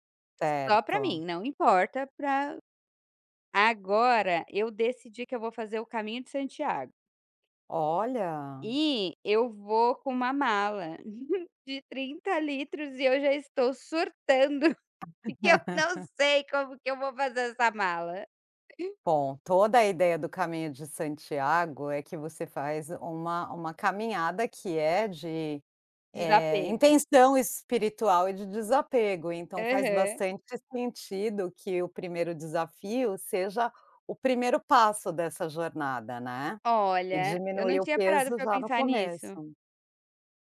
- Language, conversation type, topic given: Portuguese, podcast, Como você mistura conforto e estilo?
- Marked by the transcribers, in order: chuckle; laughing while speaking: "que eu não sei"; laugh; other noise